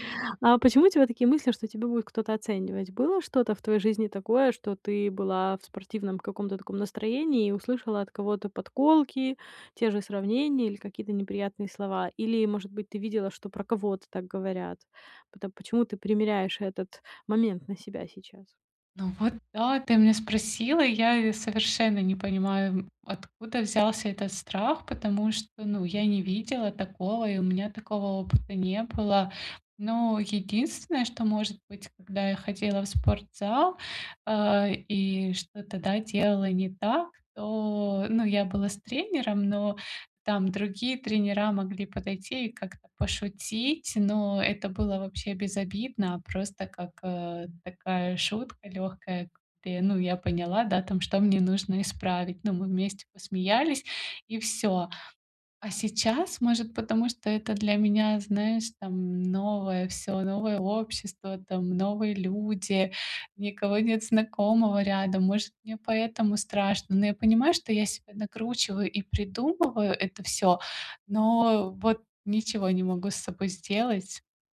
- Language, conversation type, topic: Russian, advice, Как мне начать заниматься спортом, не боясь осуждения окружающих?
- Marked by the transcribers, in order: tapping